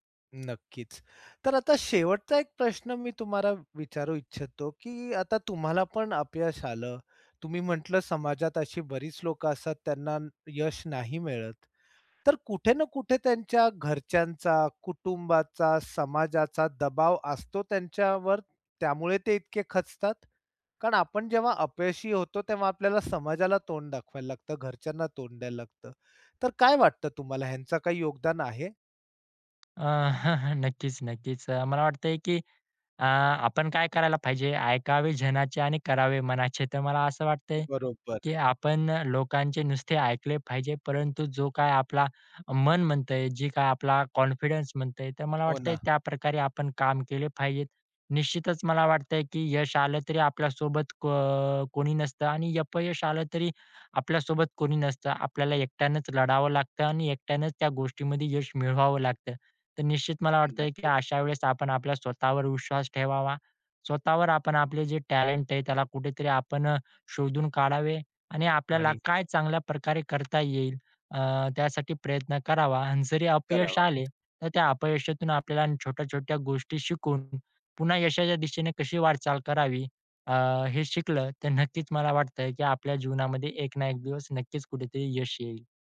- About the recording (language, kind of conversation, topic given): Marathi, podcast, एखाद्या अपयशानं तुमच्यासाठी कोणती संधी उघडली?
- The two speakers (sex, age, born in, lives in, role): male, 20-24, India, India, guest; male, 45-49, India, India, host
- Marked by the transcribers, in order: other background noise; tapping; chuckle; in English: "कॉन्फिडन्स"